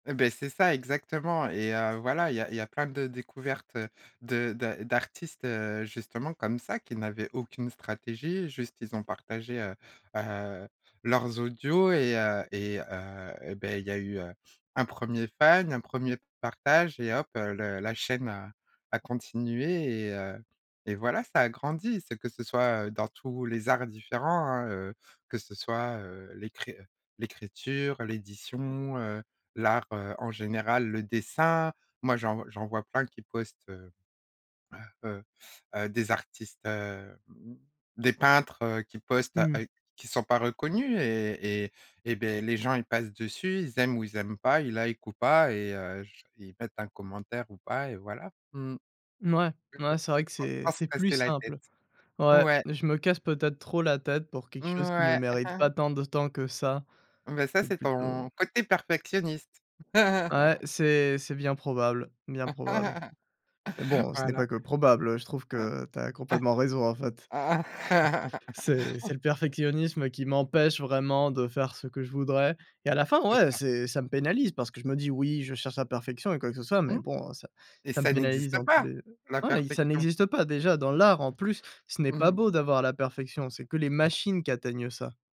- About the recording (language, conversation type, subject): French, podcast, Qu’est-ce qui te pousse à partager tes créations ?
- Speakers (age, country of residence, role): 20-24, France, guest; 40-44, France, host
- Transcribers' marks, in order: tapping; other background noise; in English: "likent"; chuckle; chuckle; chuckle; laugh